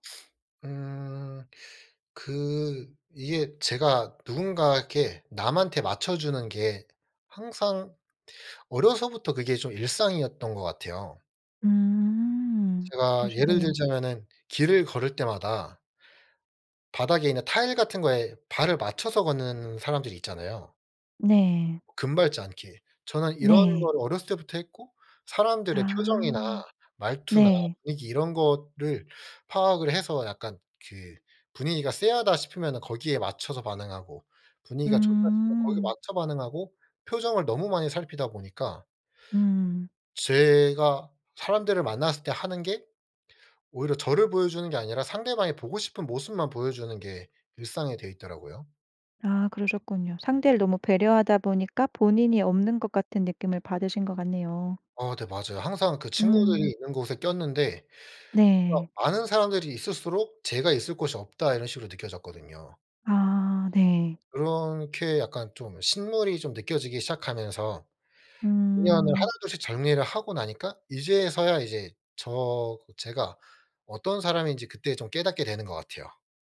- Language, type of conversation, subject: Korean, podcast, 피드백을 받을 때 보통 어떻게 반응하시나요?
- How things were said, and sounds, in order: sniff; other background noise